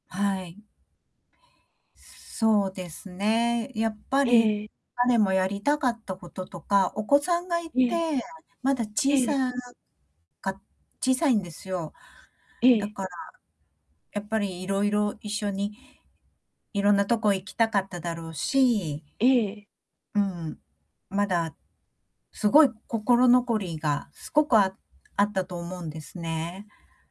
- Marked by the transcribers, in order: static; distorted speech
- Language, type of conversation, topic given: Japanese, advice, 大切な人の死をきっかけに、自分の人生の目的をどう問い直せばよいですか？